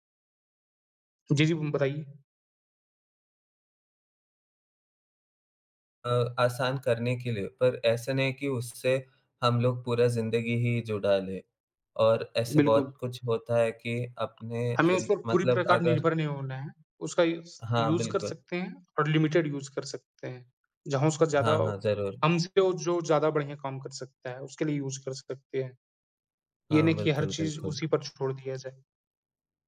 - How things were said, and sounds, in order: tapping; other background noise; in English: "यूज़ यूज़"; in English: "लिमिटेड यूज़"; in English: "यूज़"
- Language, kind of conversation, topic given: Hindi, unstructured, इंटरनेट ने आपके जीवन को कैसे बदला है?
- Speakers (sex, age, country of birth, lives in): male, 20-24, India, India; male, 20-24, India, India